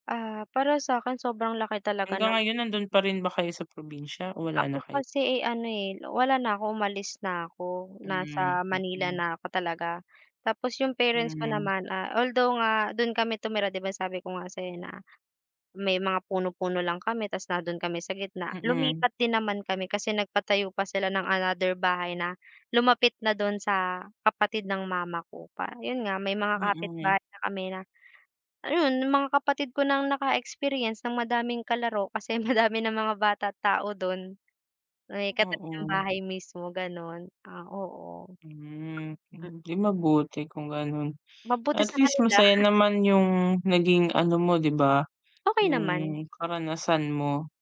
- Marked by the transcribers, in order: tapping; chuckle
- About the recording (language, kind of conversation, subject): Filipino, unstructured, Ano ang pinakaunang alaala mo noong bata ka pa?